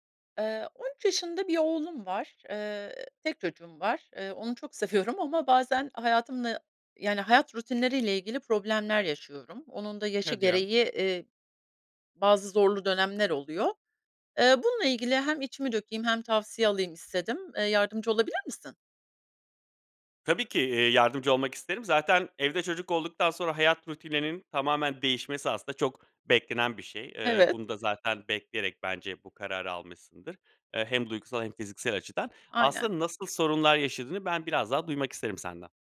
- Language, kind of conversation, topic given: Turkish, advice, Evde çocuk olunca günlük düzeniniz nasıl tamamen değişiyor?
- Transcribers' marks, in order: laughing while speaking: "seviyorum ama"; tapping